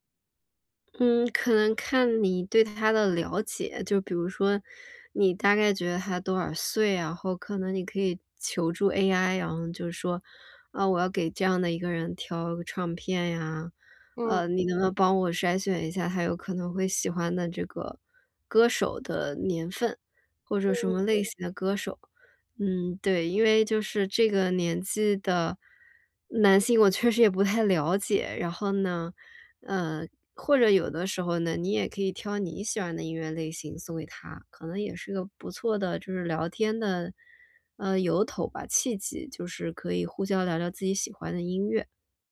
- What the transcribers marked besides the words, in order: other background noise
- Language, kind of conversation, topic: Chinese, advice, 怎样挑选礼物才能不出错并让对方满意？